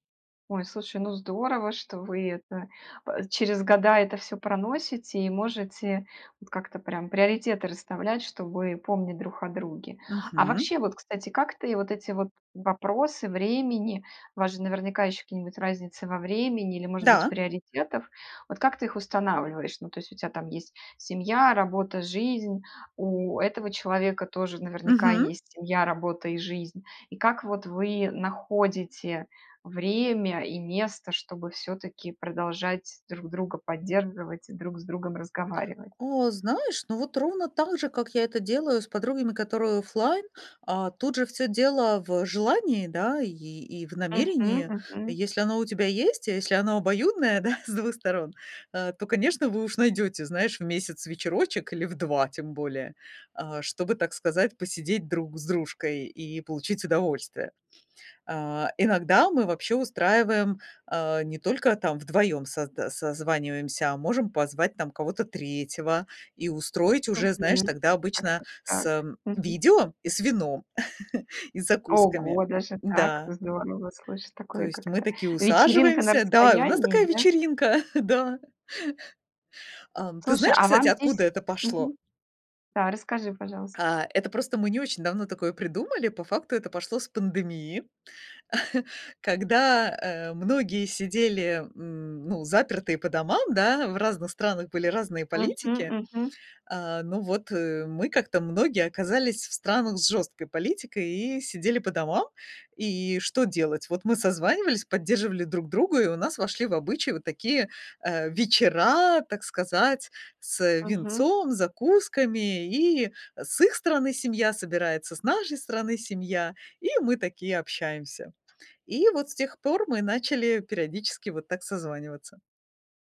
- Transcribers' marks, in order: laughing while speaking: "да"; chuckle; tapping; chuckle; chuckle
- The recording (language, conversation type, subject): Russian, podcast, Как ты поддерживаешь старые дружеские отношения на расстоянии?